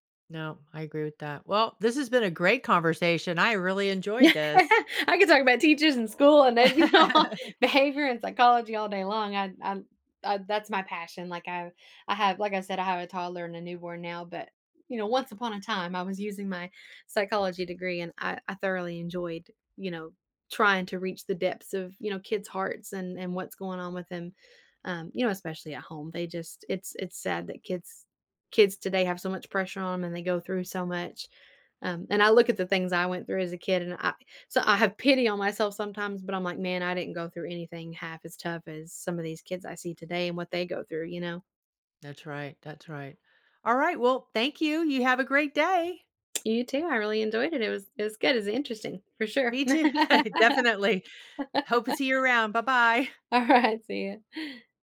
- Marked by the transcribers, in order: laugh; laughing while speaking: "you know"; laugh; other background noise; laughing while speaking: "too. Definitely"; laugh; laughing while speaking: "Alright"; chuckle
- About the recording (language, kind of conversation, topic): English, unstructured, What makes a good teacher in your opinion?
- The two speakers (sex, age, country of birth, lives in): female, 30-34, United States, United States; female, 60-64, United States, United States